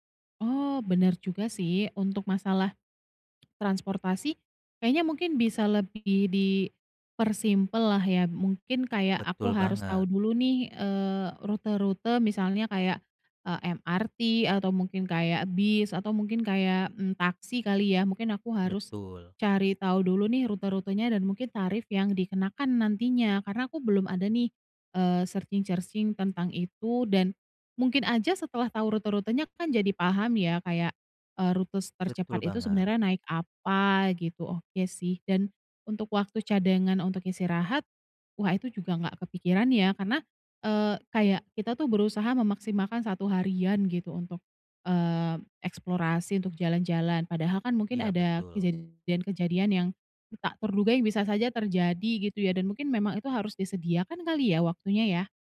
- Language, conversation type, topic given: Indonesian, advice, Bagaimana cara menikmati perjalanan singkat saat waktu saya terbatas?
- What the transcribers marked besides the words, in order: other background noise; in English: "searching-searching"